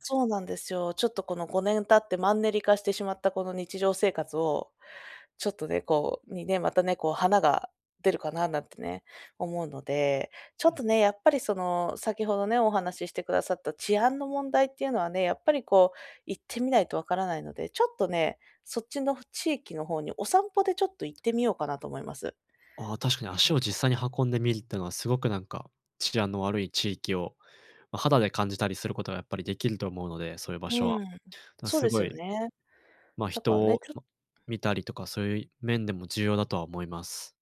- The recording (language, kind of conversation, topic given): Japanese, advice, 引っ越して生活をリセットするべきか迷っていますが、どう考えればいいですか？
- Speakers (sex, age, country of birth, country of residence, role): female, 30-34, Japan, Poland, user; male, 20-24, Japan, Japan, advisor
- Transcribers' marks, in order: none